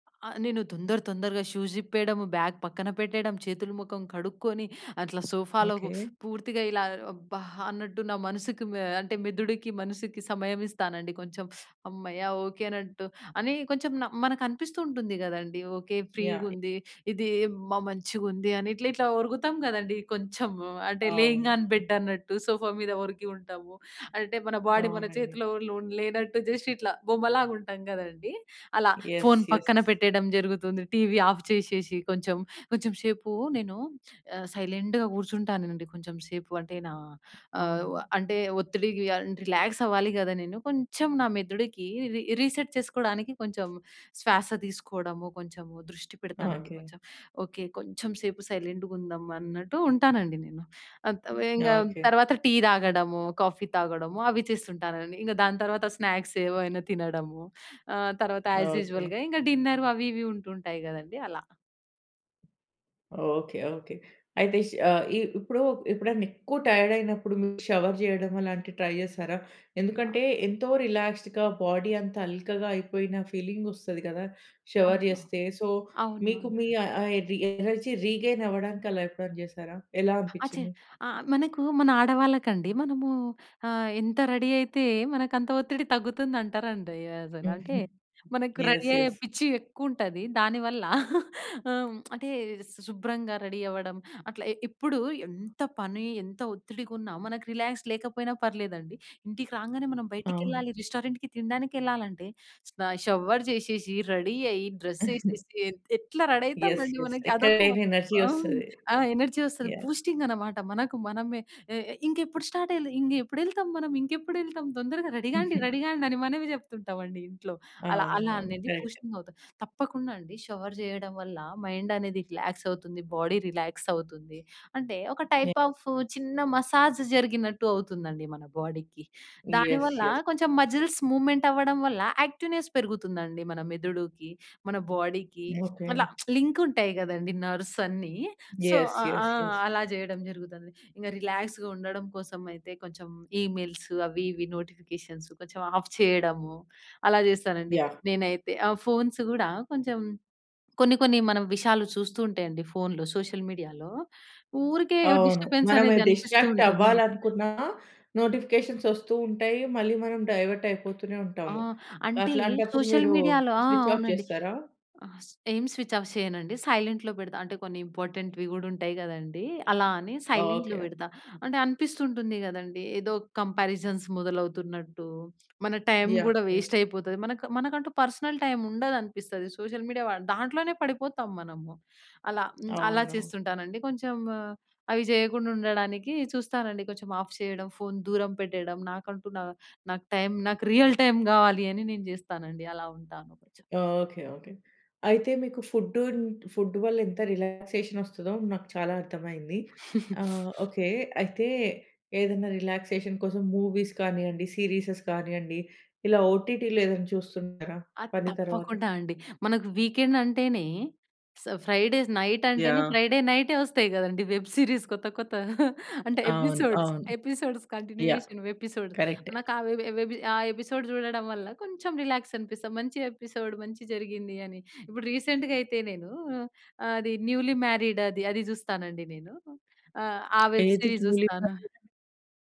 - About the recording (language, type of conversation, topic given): Telugu, podcast, పని తరువాత సరిగ్గా రిలాక్స్ కావడానికి మీరు ఏమి చేస్తారు?
- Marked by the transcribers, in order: in English: "షూస్"; in English: "బ్యాగ్"; in English: "లేయింగ్ ఆన్ బెడ్"; other background noise; in English: "బాడీ"; in English: "జస్ట్"; in English: "యస్. యస్"; in English: "ఆఫ్"; in English: "సైలెంట్‌గా"; in English: "రిలాక్స్"; in English: "సైలెంట్‌గా"; in English: "స్నాక్స్"; in English: "ఆస్‌యూజువల్‌గా"; in English: "డిన్నర్"; in English: "టైర్డ్"; in English: "షవర్"; in English: "ట్రై"; in English: "రిలాక్స్డ్‌గా బాడీ"; in English: "ఫీలింగ్"; in English: "షవర్"; in English: "సో"; in English: "ఎనర్జీ రీగెయిన్"; in English: "రెడీ"; in English: "రెడీ"; in English: "ఎస్, ఎస్"; chuckle; lip smack; in English: "రెడీ"; in English: "రిలాక్స్"; in English: "రెస్టారెంట్‍కి"; in English: "షవర్"; in English: "రెడీ"; in English: "రెడీ"; chuckle; in English: "యస్, యస్"; in English: "ఎనర్జీ"; in English: "ఎనర్జీ"; in English: "స్టార్ట్"; chuckle; in English: "బూస్టింగ్"; in English: "షవర్"; in English: "మైండ్"; in English: "రిలాక్స్"; in English: "బాడీ రిలాక్స్"; in English: "టైప్ ఆఫ్"; in English: "మసాజ్"; in English: "యస్, యస్"; in English: "బాడీకి"; in English: "మజిల్స్ మూవ్‌మెంట్"; in English: "యాక్టివ్‌నెస్"; in English: "బాడీకి"; lip smack; in English: "యస్, యస్, యస్"; in English: "సో"; in English: "రిలాక్స్‌గా"; in English: "ఈమెయిల్స్"; in English: "నోటిఫికేషన్స్"; in English: "ఆఫ్"; in English: "ఫోన్స్"; in English: "సోషల్ మీడియాలో"; in English: "డిస్టర్బెన్స్"; tapping; in English: "డిస్ట్రాక్ట్"; chuckle; in English: "నోటిఫికేషన్స్"; in English: "డైవర్ట్"; in English: "సోషల్ మీడియాలో"; in English: "స్విచ్ ఆఫ్"; in English: "స్విచ్ ఆఫ్"; in English: "సైలెంట్‌లో"; in English: "ఇంపార్టెంట్‌వి"; in English: "సైలెంట్‌లో"; in English: "కంపారిజన్స్"; in English: "పర్సనల్ టైమ్"; in English: "సోషల్ మీడియా"; in English: "ఆఫ్"; in English: "రియల్ టైమ్"; in English: "ఫుడ్, ఫుడ్"; in English: "రిలాక్సేషన్"; chuckle; in English: "రిలాక్సేషన్"; in English: "మూవీస్"; in English: "సీరీసెస్"; in English: "ఓటీటీలో"; in English: "వీకెండ్"; in English: "ఫ్రైడేస్ నైట్"; in English: "ఫ్రైడే"; in English: "వెబ్ సిరీస్"; chuckle; in English: "ఎపిసోడ్స్ ఎపిసోడ్స్, కంటిన్యూయేషన్ ఎపిసోడ్స్"; in English: "ఎపిసోడ్"; in English: "రీసెంట్‍గా"; in English: "వెబ్ సిరీస్"